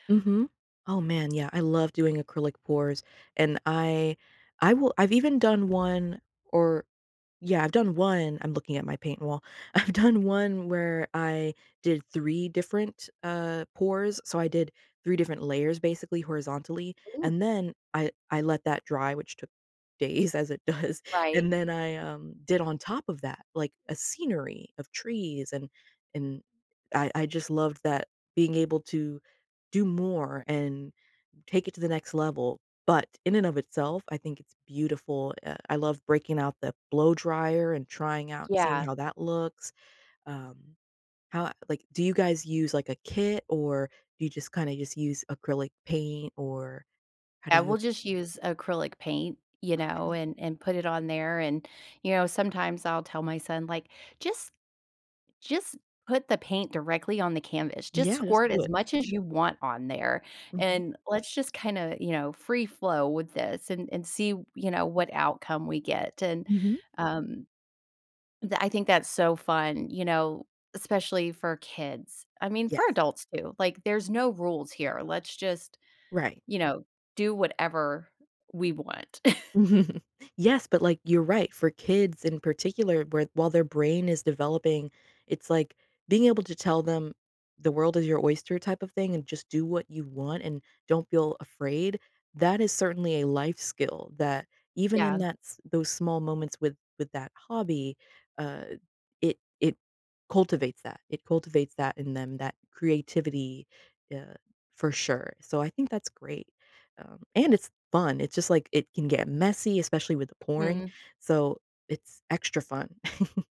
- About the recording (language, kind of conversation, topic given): English, unstructured, What habits help me feel more creative and open to new ideas?
- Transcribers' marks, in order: tapping; laughing while speaking: "I've done"; laughing while speaking: "days"; laughing while speaking: "does"; other background noise; chuckle; chuckle